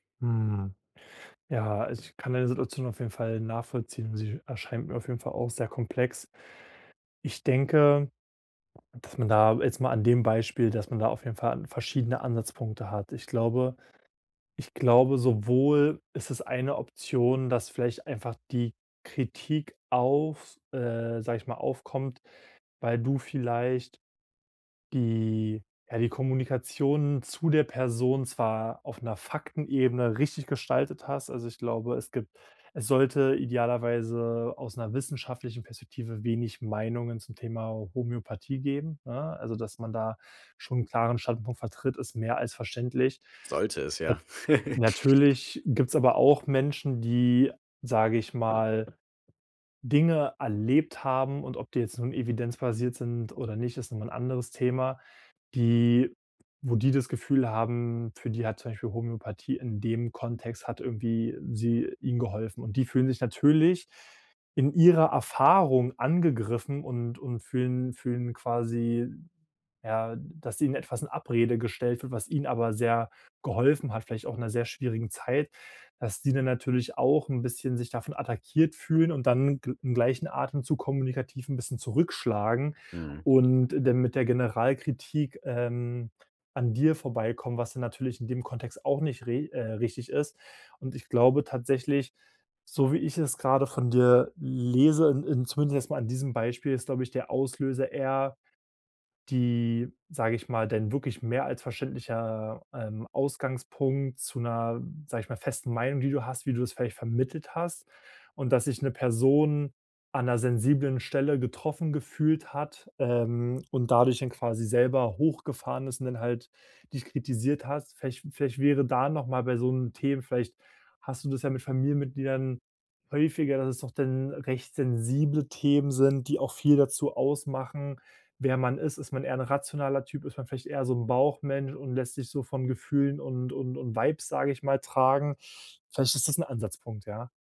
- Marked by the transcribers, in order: other noise; tapping; giggle; other background noise
- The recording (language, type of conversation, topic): German, advice, Wann sollte ich mich gegen Kritik verteidigen und wann ist es besser, sie loszulassen?